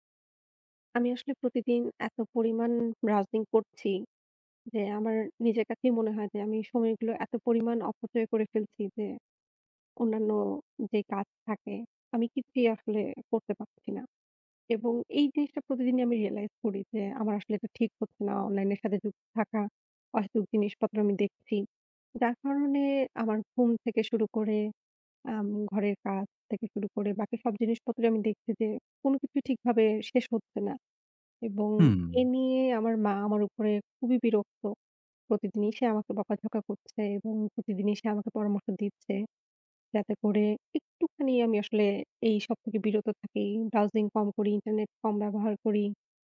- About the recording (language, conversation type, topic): Bengali, advice, দৈনন্দিন রুটিনে আগ্রহ হারানো ও লক্ষ্য স্পষ্ট না থাকা
- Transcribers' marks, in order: other background noise; tapping; in English: "রিয়ালাইজ"